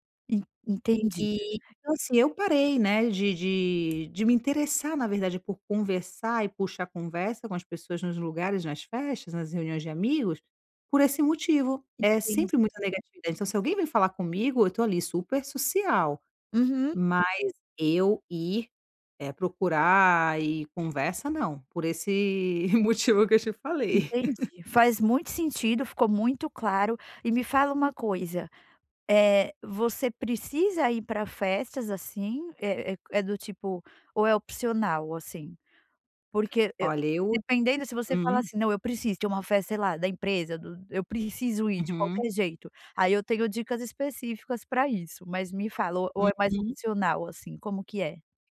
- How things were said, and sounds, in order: tapping; chuckle; laugh
- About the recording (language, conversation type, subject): Portuguese, advice, Como posso melhorar minha habilidade de conversar e me enturmar em festas?